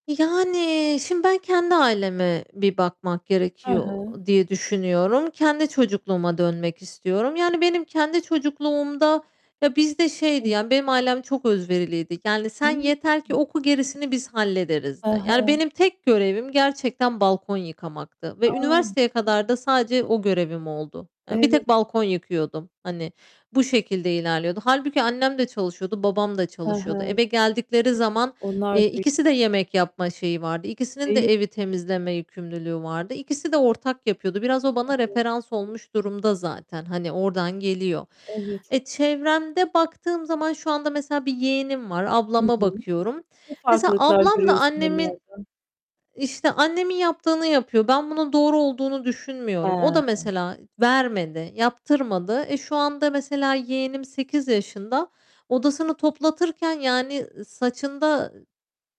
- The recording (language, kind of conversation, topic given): Turkish, podcast, Ev işlerini aile içinde nasıl paylaşıp düzenliyorsunuz?
- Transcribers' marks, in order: other background noise; static; unintelligible speech; distorted speech